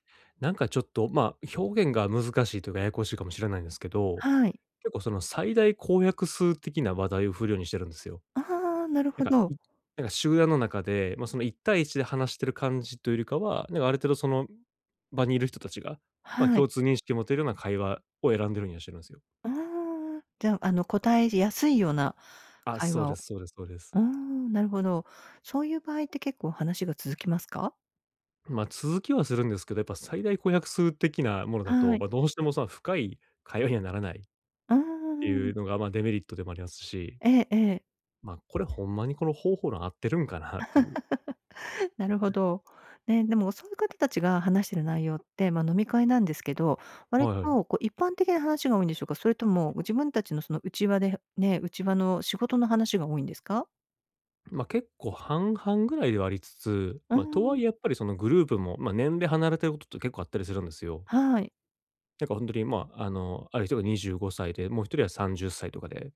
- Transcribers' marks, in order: "答えやすい" said as "こたえじやすい"; laugh
- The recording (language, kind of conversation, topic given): Japanese, advice, 集まりでいつも孤立してしまうのですが、どうすれば自然に交流できますか？